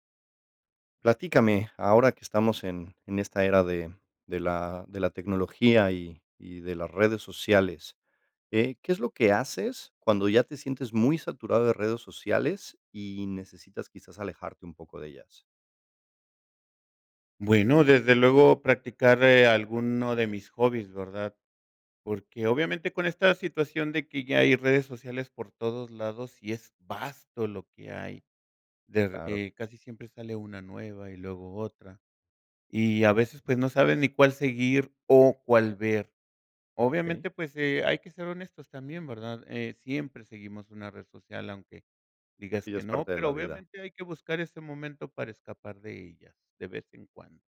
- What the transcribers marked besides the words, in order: none
- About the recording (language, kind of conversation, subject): Spanish, podcast, ¿Qué haces cuando te sientes saturado por las redes sociales?